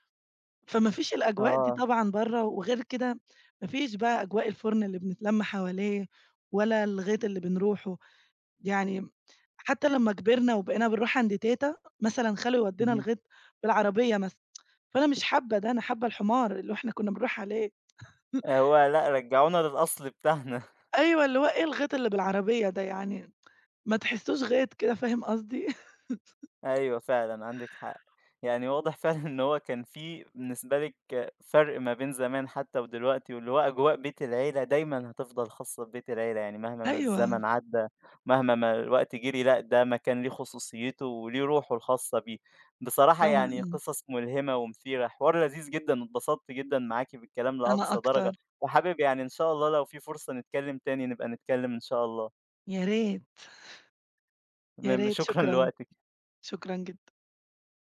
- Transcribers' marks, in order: tsk; laugh; laughing while speaking: "بتاعنا"; laugh; tapping; laughing while speaking: "فعلًا"; laughing while speaking: "شكرًا"
- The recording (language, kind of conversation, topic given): Arabic, podcast, إيه ذكريات الطفولة المرتبطة بالأكل اللي لسه فاكراها؟